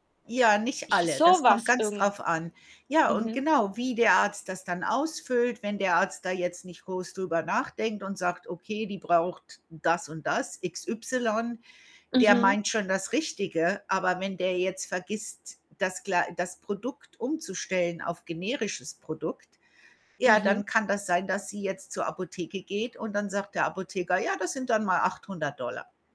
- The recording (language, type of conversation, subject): German, unstructured, Wie beeinflusst Kultur unseren Alltag, ohne dass wir es merken?
- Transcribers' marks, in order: static; distorted speech; other background noise